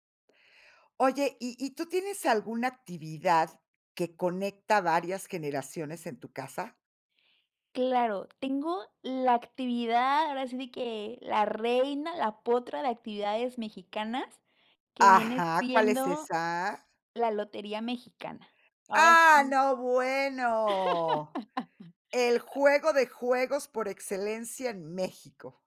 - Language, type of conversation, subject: Spanish, podcast, ¿Qué actividad conecta a varias generaciones en tu casa?
- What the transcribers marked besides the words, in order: laugh; other noise